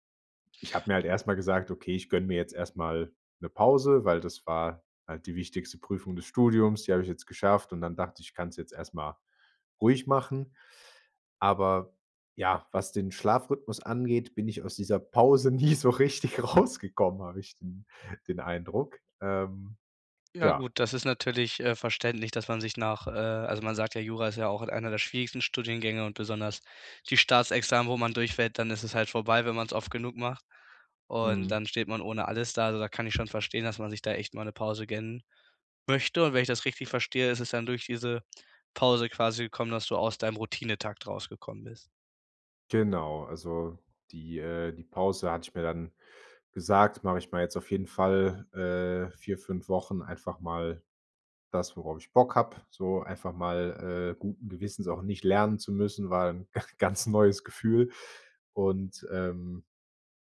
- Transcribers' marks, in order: other background noise; laughing while speaking: "nie so richtig rausgekommen"; laughing while speaking: "ganz neues"
- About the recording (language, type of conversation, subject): German, advice, Warum fällt es dir trotz eines geplanten Schlafrhythmus schwer, morgens pünktlich aufzustehen?